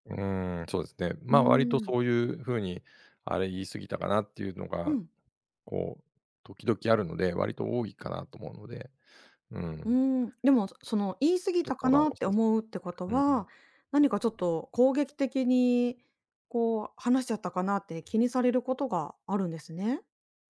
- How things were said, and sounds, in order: none
- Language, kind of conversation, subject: Japanese, advice, 会話中に相手を傷つけたのではないか不安で言葉を選んでしまうのですが、どうすればいいですか？